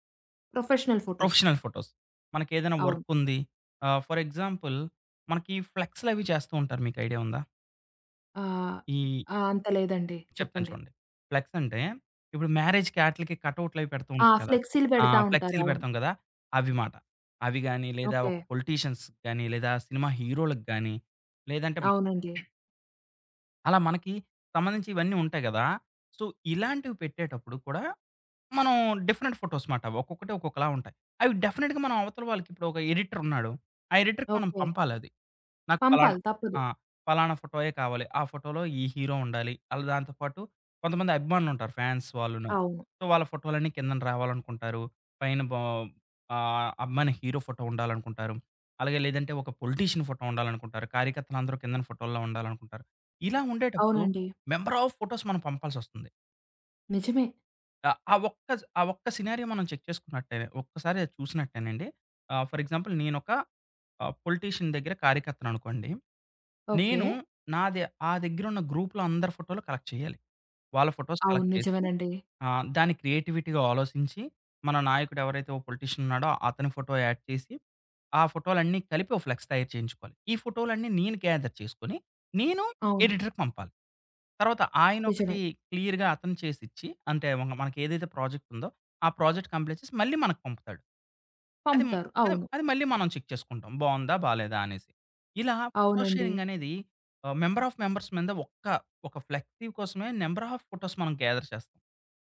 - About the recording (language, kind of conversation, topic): Telugu, podcast, నిన్నో ఫొటో లేదా స్క్రీన్‌షాట్ పంపేముందు ఆలోచిస్తావా?
- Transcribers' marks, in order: in English: "ప్రొఫెషనల్ ఫోటోస్"; in English: "ప్రొఫెషనల్ ఫోటోస్"; in English: "వర్క్"; in English: "ఫర్ ఎగ్జాంపుల్"; other background noise; in English: "ఫ్లెక్స్"; in English: "మ్యారేజ్‌కి"; in English: "పొలిటీషియన్స్"; throat clearing; in English: "సో"; in English: "డిఫరెంట్ ఫోటోస్"; in English: "డెఫినిట్‌గా"; in English: "ఎడిటర్"; in English: "ఎడిటర్‌కి"; in English: "ఫోటోయే"; in English: "ఫోటోలో"; in English: "ఫాన్స్"; in English: "సో"; in English: "ఫోటోలన్నీ"; in English: "ఫోటో"; in English: "పొలిటీషియన్ ఫోటో"; in English: "మెంబర్ ఆఫ్ ఫోటోస్"; in English: "సినారియో"; in English: "చెక్"; in English: "ఫోర్ ఎగ్జాంపుల్"; in English: "పొలిటీషియన్"; in English: "గ్రూప్‌లో"; in English: "కలెక్ట్"; in English: "ఫోటోస్ కలెక్ట్"; in English: "క్రియేటివిటీ‌గా"; in English: "పొలిటీషియన్"; tapping; in English: "ఫోటో యాడ్"; in English: "ఫ్లెక్స్"; in English: "గేథర్"; in English: "ఎడిటర్‌కి"; in English: "క్లియర్‌గా"; in English: "ప్రాజెక్ట్ కంప్లీట్"; in English: "చెక్"; in English: "ఫోటో షేరింగ్"; in English: "మెంబర్ ఆఫ్ మెంబర్స్"; in English: "ఫ్లెక్సీ"; in English: "నంబర్ ఆఫ్ ఫోటోస్"; in English: "గేథర్"